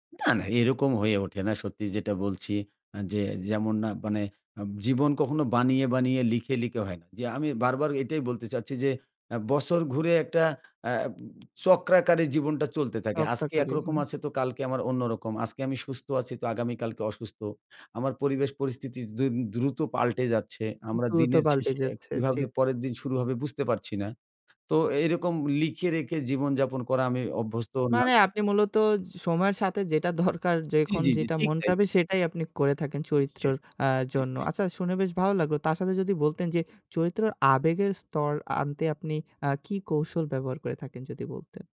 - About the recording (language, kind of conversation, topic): Bengali, podcast, চরিত্র তৈরি করার সময় প্রথম পদক্ষেপ কী?
- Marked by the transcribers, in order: other background noise; laughing while speaking: "দরকার"